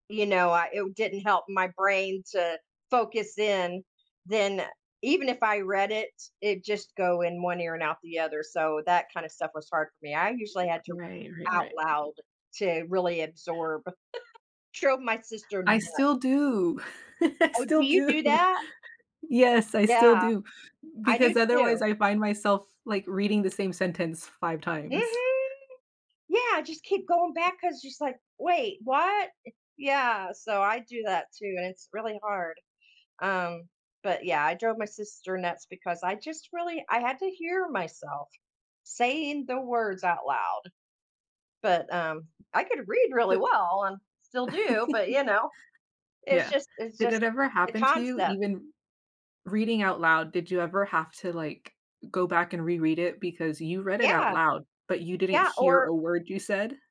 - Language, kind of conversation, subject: English, unstructured, What was your favorite class in school?
- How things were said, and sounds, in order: other background noise; laugh; chuckle; laughing while speaking: "do"; drawn out: "Mhm"; tapping; chuckle